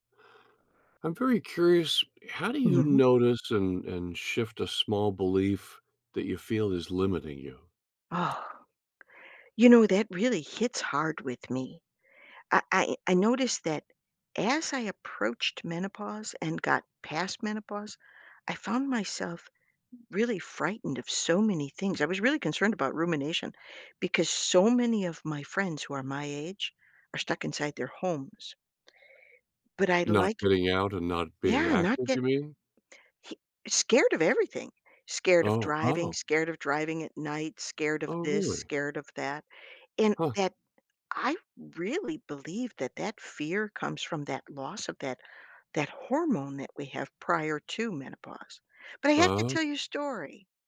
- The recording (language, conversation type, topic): English, unstructured, How do I notice and shift a small belief that's limiting me?
- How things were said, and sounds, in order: tapping